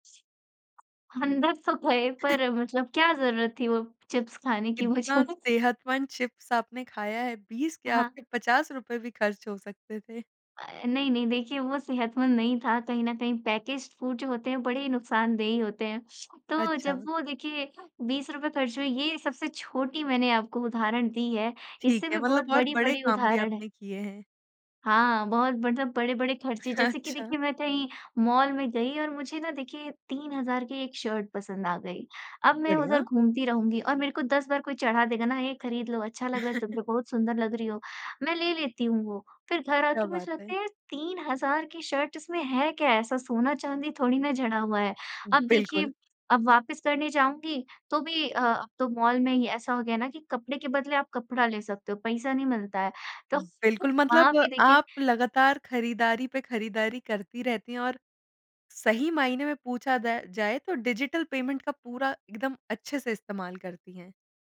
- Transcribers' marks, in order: other noise; laughing while speaking: "मुझे?"; in English: "पैकेज्ड फूड"; chuckle; chuckle; in English: "डिजिटल पेमेंट"
- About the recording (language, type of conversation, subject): Hindi, podcast, डिजिटल भुगतान ने आपके खर्च करने का तरीका कैसे बदला है?